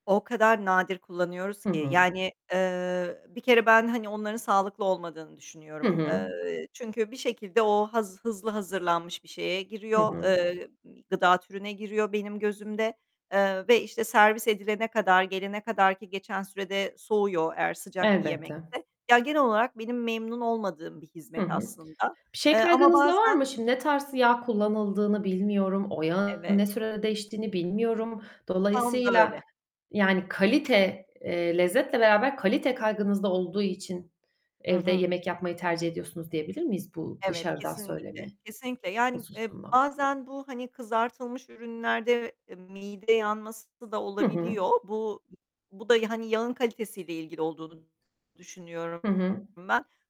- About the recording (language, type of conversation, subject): Turkish, podcast, Evde yemek yapmayı kolaylaştıran tüyolarınız neler?
- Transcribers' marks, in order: other background noise; distorted speech